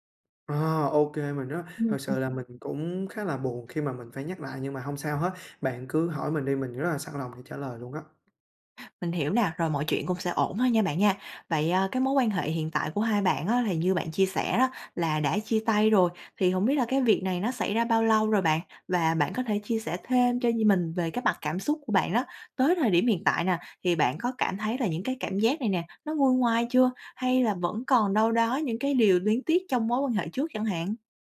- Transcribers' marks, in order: tapping; other background noise
- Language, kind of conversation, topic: Vietnamese, advice, Làm sao để tiếp tục làm việc chuyên nghiệp khi phải gặp người yêu cũ ở nơi làm việc?